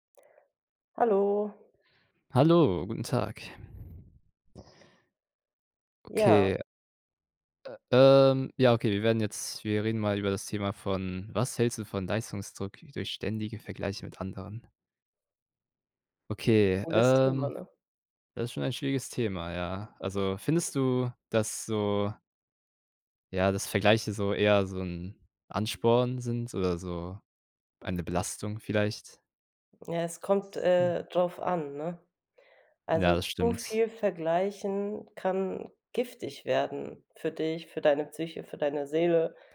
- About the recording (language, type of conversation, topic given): German, unstructured, Was hältst du von dem Leistungsdruck, der durch ständige Vergleiche mit anderen entsteht?
- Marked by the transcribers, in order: other background noise